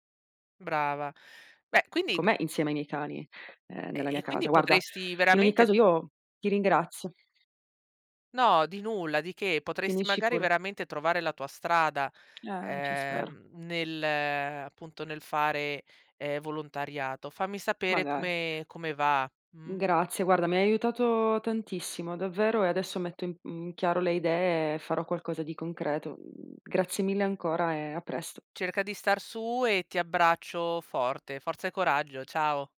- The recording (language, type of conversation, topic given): Italian, advice, Come posso affrontare la sensazione di essere perso e senza scopo dopo un trasferimento importante?
- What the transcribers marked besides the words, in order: other background noise